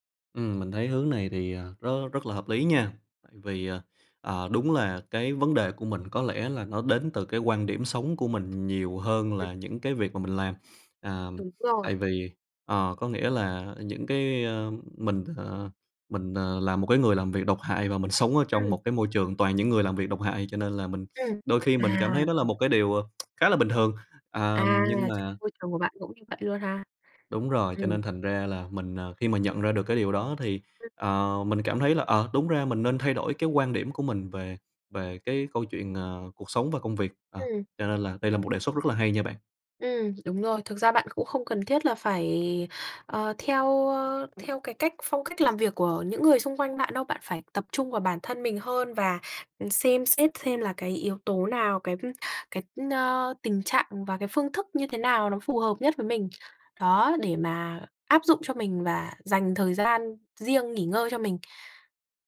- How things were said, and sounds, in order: tapping; unintelligible speech; tsk; other background noise
- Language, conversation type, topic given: Vietnamese, advice, Bạn đang căng thẳng như thế nào vì thiếu thời gian, áp lực công việc và việc cân bằng giữa công việc với cuộc sống?